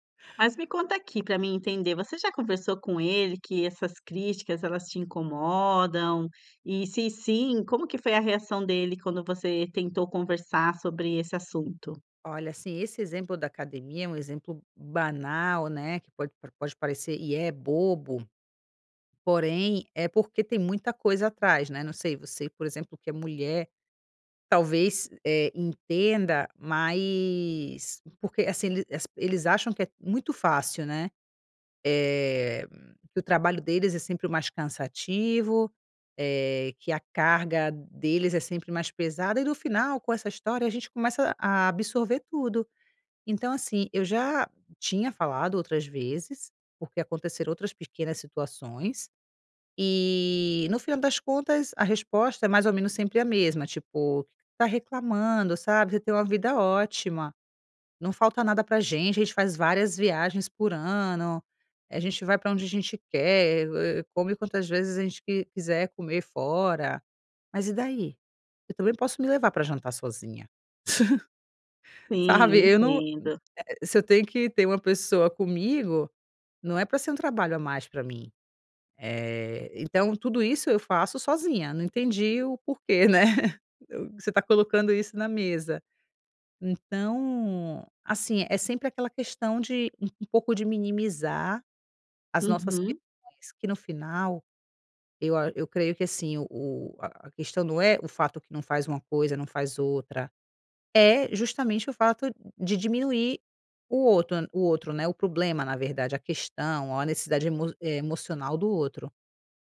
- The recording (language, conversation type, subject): Portuguese, advice, Como lidar com um(a) parceiro(a) que faz críticas constantes aos seus hábitos pessoais?
- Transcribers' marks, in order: chuckle; chuckle